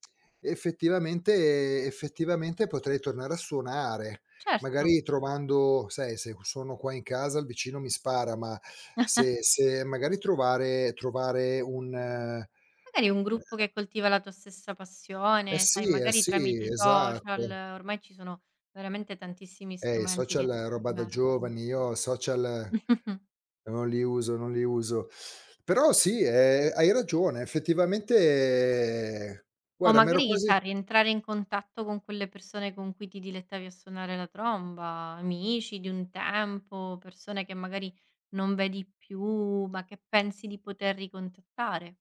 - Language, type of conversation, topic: Italian, advice, In che modo la pensione ha cambiato il tuo senso di scopo e di soddisfazione nella vita?
- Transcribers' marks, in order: laugh; chuckle; drawn out: "effettivamente"